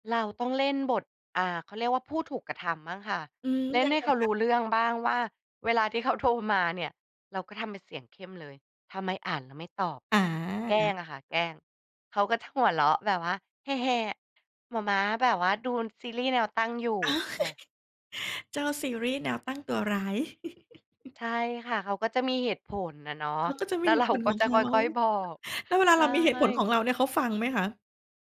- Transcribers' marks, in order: chuckle; chuckle
- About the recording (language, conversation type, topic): Thai, podcast, คุณรู้สึกยังไงกับคนที่อ่านแล้วไม่ตอบ?